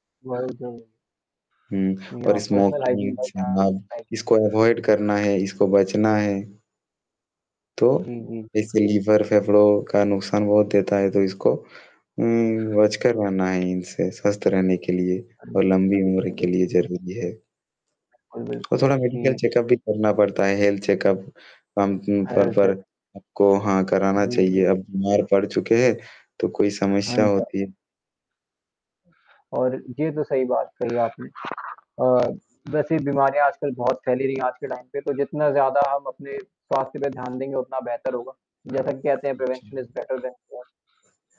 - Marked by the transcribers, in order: unintelligible speech; distorted speech; static; in English: "स्मोकिंग"; in English: "पर्सनलाइज़िंग"; unintelligible speech; in English: "अवॉइड"; tapping; in English: "मेडिकल चेकअप"; in English: "हेल्थ चेकअप, टाइम"; in English: "टाइम"; in English: "प्रीवेन्शन इज़ बेटर देन क्योर"
- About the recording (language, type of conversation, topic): Hindi, unstructured, आप अपनी सेहत का ख्याल कैसे रखते हैं?